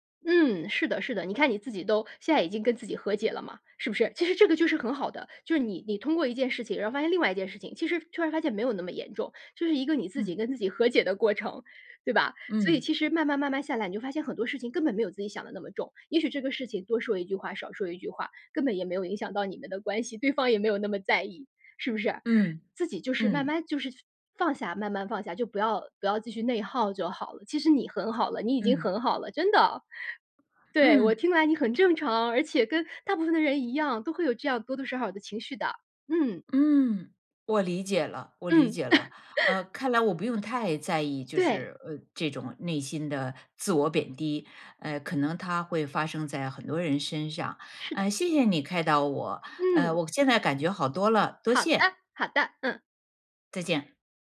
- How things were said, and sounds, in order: joyful: "和解的过程，对吧？"; other background noise; laugh; joyful: "好的，好的"
- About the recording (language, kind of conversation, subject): Chinese, advice, 我该如何描述自己持续自我贬低的内心对话？